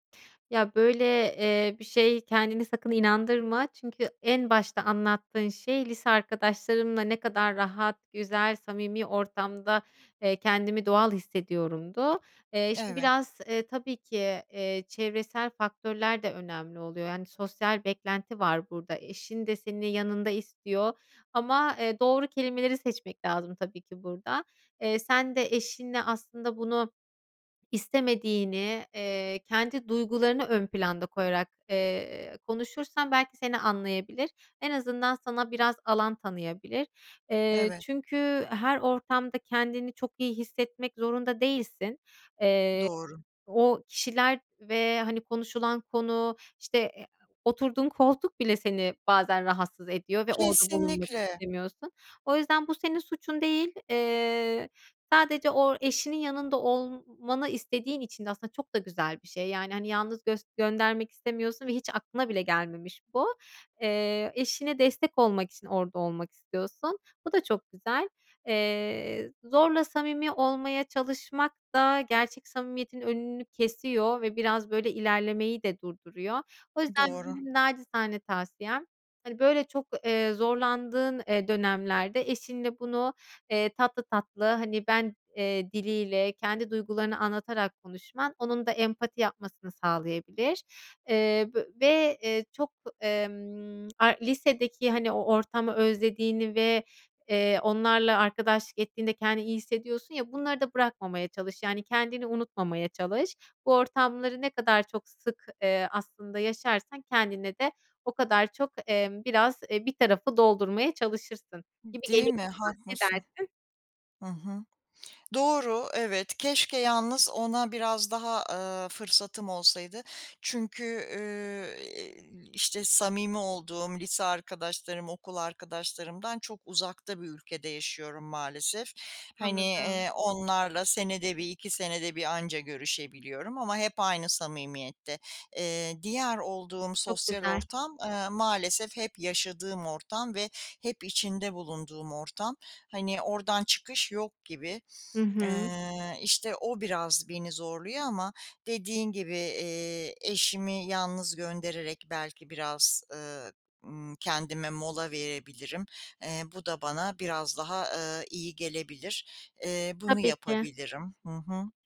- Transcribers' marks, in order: tapping; "olmanı" said as "olmmanı"; other background noise; lip smack
- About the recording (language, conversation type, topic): Turkish, advice, Kutlamalarda sosyal beklenti baskısı yüzünden doğal olamıyorsam ne yapmalıyım?